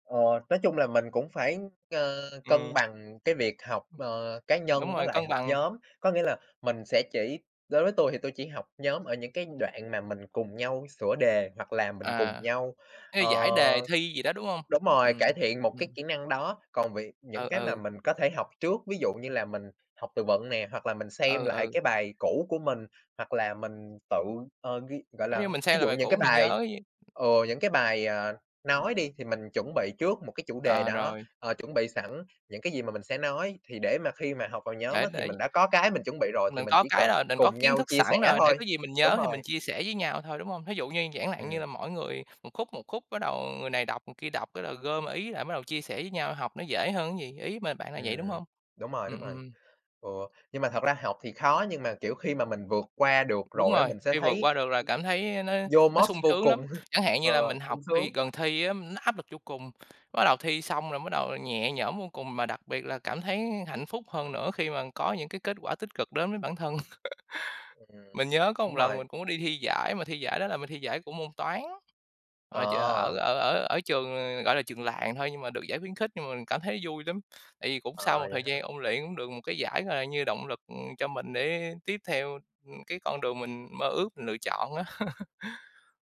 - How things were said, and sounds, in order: other background noise; tapping; unintelligible speech; laughing while speaking: "cùng"; laugh; laugh
- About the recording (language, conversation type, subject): Vietnamese, unstructured, Bạn đã từng cảm thấy hạnh phúc khi vượt qua một thử thách trong học tập chưa?